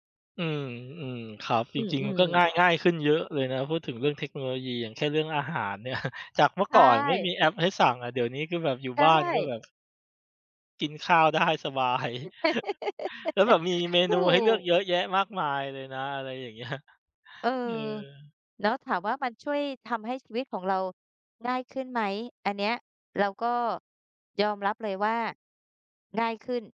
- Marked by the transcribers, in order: chuckle; laughing while speaking: "ได้สบาย"; laugh; chuckle; laughing while speaking: "เงี้ย"
- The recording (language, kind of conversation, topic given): Thai, unstructured, เทคโนโลยีช่วยให้ชีวิตประจำวันของเราง่ายขึ้นอย่างไร?
- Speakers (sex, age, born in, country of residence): female, 50-54, Thailand, Thailand; male, 35-39, Thailand, Thailand